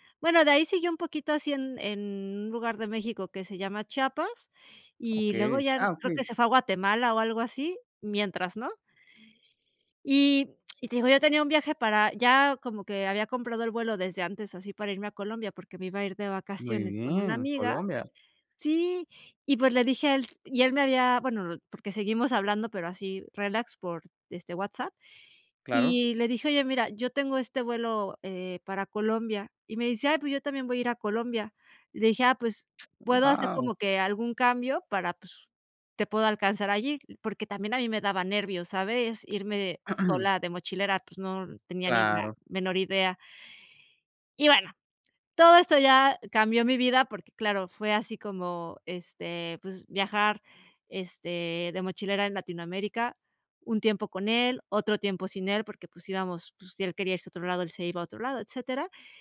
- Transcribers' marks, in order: throat clearing
- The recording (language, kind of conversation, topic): Spanish, podcast, ¿Has conocido a alguien por casualidad que haya cambiado tu vida?